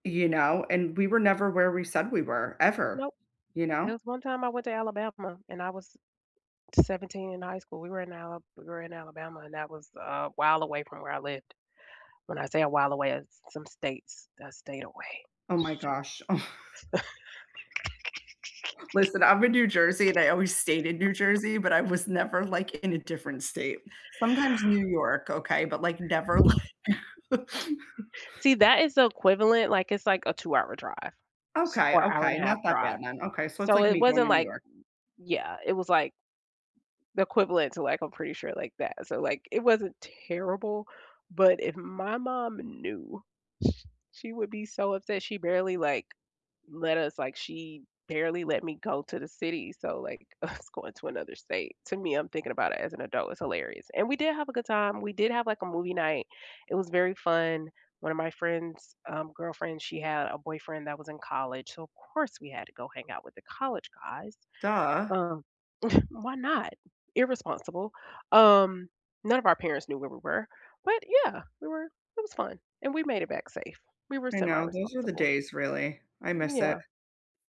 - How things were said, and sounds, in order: chuckle; other background noise; laugh; tapping; laughing while speaking: "like"; chuckle; chuckle
- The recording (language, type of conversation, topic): English, unstructured, What are your go-to theater-going hacks—from the best seats and budget snacks to pre-show rituals?
- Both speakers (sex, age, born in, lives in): female, 35-39, United States, United States; female, 35-39, United States, United States